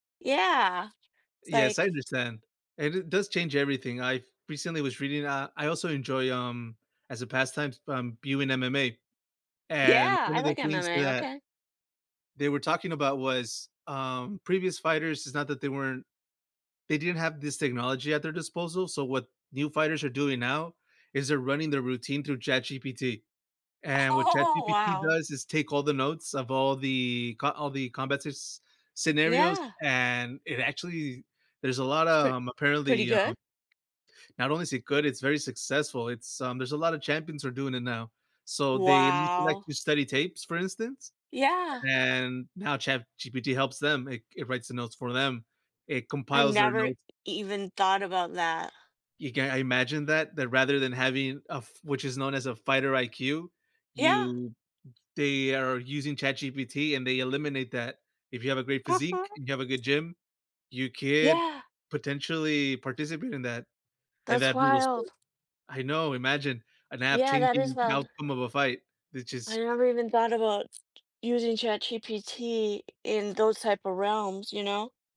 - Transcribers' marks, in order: other background noise; tapping; laughing while speaking: "Oh"; "combat" said as "combatses"; drawn out: "Wow"
- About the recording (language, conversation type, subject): English, unstructured, How has technology changed the way you enjoy your favorite activities?
- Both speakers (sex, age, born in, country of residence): female, 50-54, United States, United States; male, 35-39, United States, United States